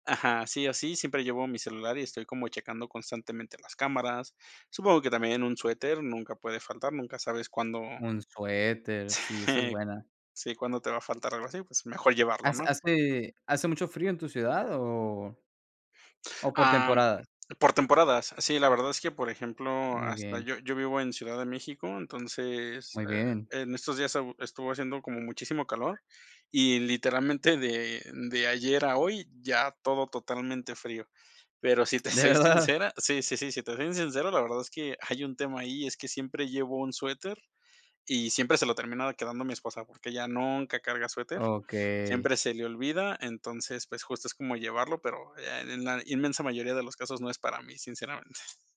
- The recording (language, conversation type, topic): Spanish, podcast, ¿Qué cosas nunca te pueden faltar cuando sales?
- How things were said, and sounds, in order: laughing while speaking: "Sí"; tapping; laughing while speaking: "verdad?"; other background noise